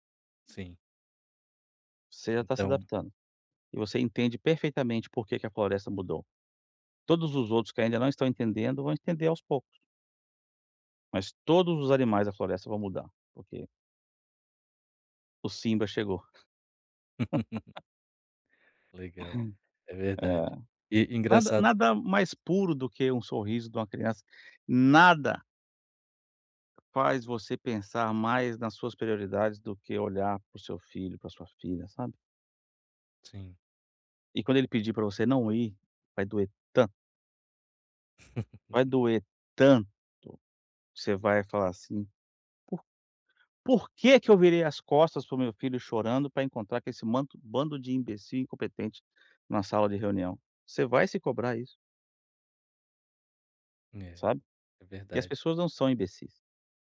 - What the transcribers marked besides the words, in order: laugh; unintelligible speech; tapping; laugh
- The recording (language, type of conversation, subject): Portuguese, advice, Como posso evitar interrupções durante o trabalho?